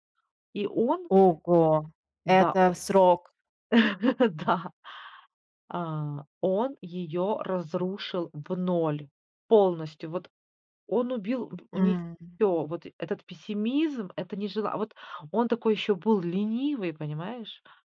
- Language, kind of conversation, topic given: Russian, podcast, Что делать, если у партнёров разные ожидания?
- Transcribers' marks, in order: chuckle